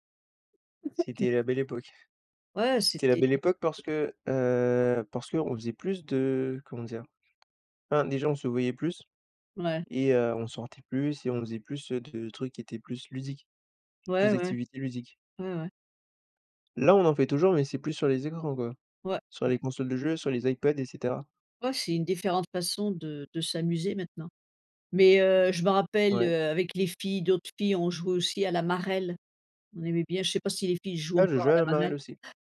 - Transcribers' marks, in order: unintelligible speech; tapping
- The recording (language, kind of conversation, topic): French, unstructured, Qu’est-ce que tu aimais faire quand tu étais plus jeune ?